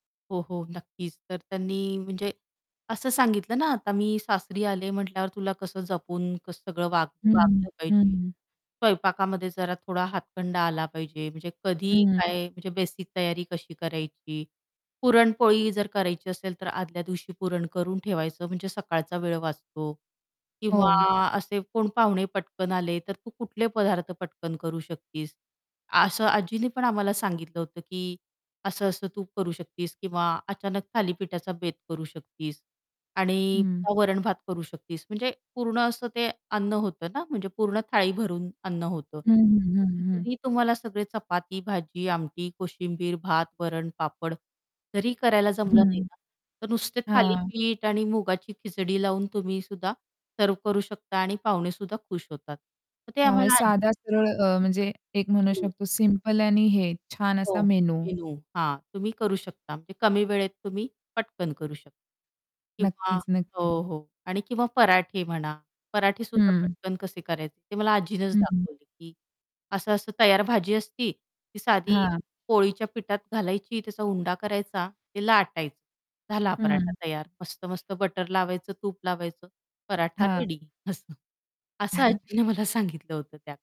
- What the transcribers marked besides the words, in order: static; distorted speech; other background noise; in English: "सर्व्ह"; in English: "मेनू"; in English: "मेनू"; in English: "रेडी"; laughing while speaking: "आजीने मला सांगितलं"; chuckle
- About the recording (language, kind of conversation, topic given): Marathi, podcast, तुम्हाला घरातल्या पारंपरिक रेसिपी कशा पद्धतीने शिकवल्या गेल्या?